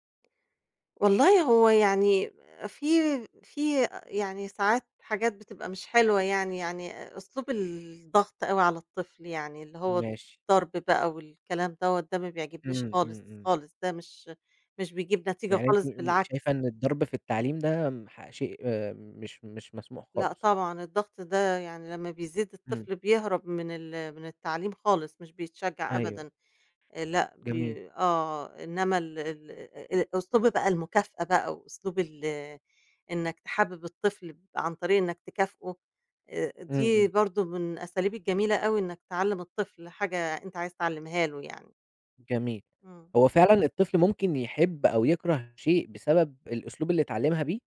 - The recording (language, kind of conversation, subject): Arabic, podcast, ازاي بتشجّع الأطفال يحبّوا التعلّم من وجهة نظرك؟
- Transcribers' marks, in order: tapping